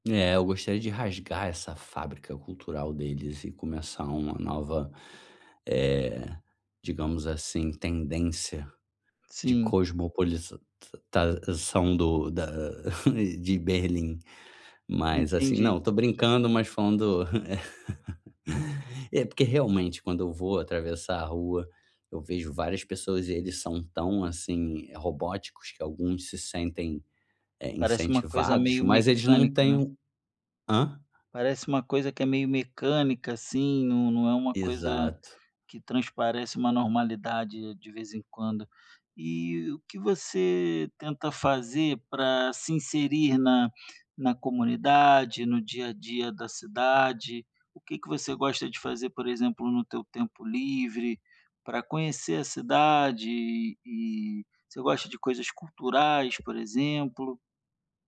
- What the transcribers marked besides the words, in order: "cosmopolização" said as "cosmopolilizatação"; laugh
- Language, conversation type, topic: Portuguese, advice, Como me adaptar a mudanças culturais e sociais rápidas?